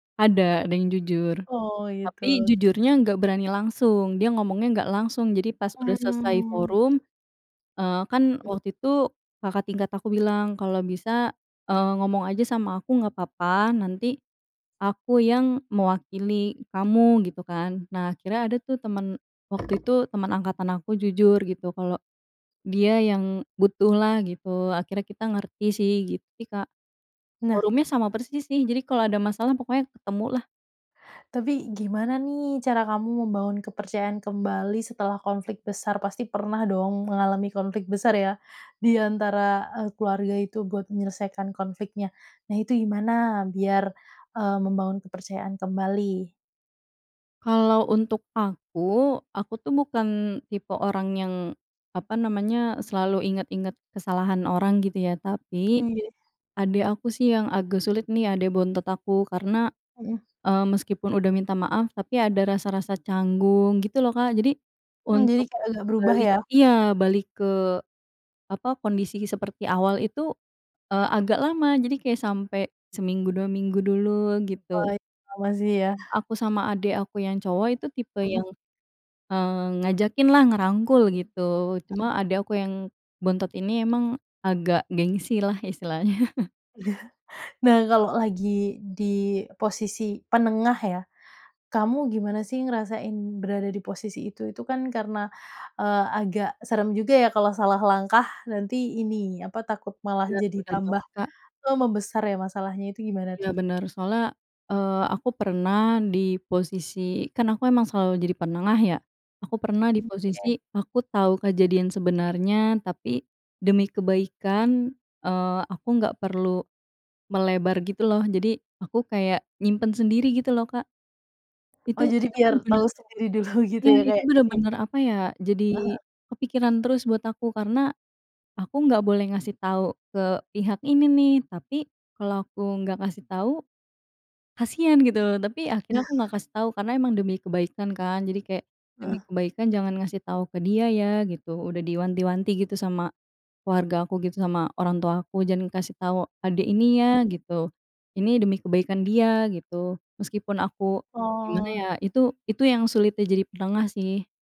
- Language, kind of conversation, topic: Indonesian, podcast, Bagaimana kalian biasanya menyelesaikan konflik dalam keluarga?
- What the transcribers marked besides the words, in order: other background noise; other animal sound; laughing while speaking: "istilahnya"; chuckle; laughing while speaking: "Iya"; tapping; laughing while speaking: "dulu"; chuckle